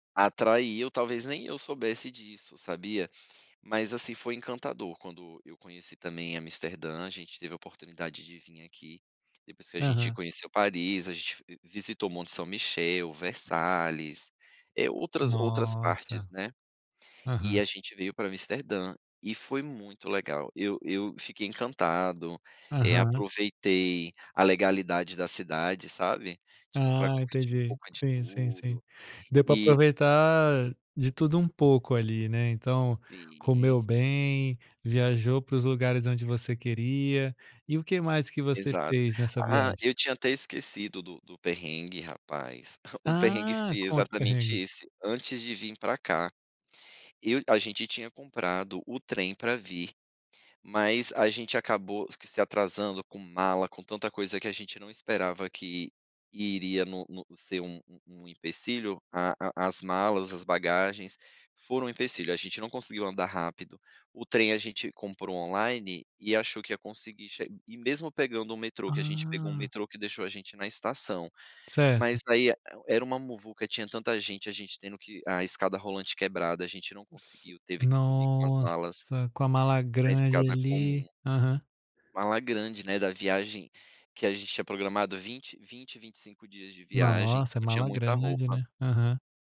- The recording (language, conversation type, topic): Portuguese, podcast, O que você faz quando a viagem dá errado?
- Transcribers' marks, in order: other background noise; chuckle